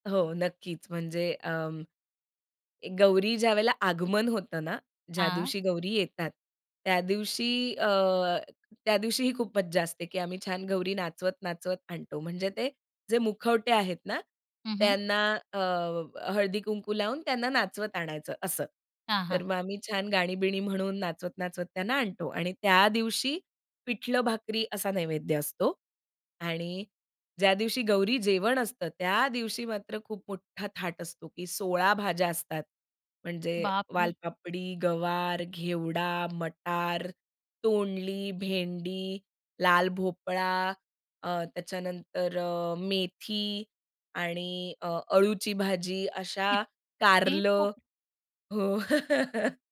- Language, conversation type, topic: Marathi, podcast, तुमच्या कुटुंबातले खास सण कसे साजरे केले जातात?
- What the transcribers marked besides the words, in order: unintelligible speech; chuckle